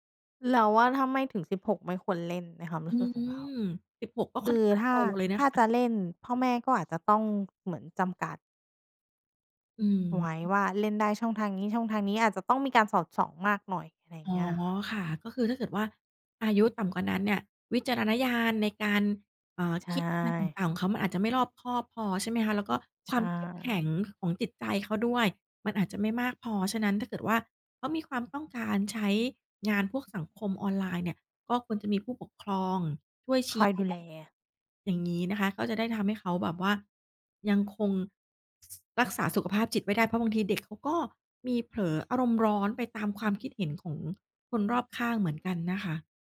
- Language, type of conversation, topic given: Thai, podcast, สังคมออนไลน์เปลี่ยนความหมายของความสำเร็จอย่างไรบ้าง?
- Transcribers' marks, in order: tapping; other background noise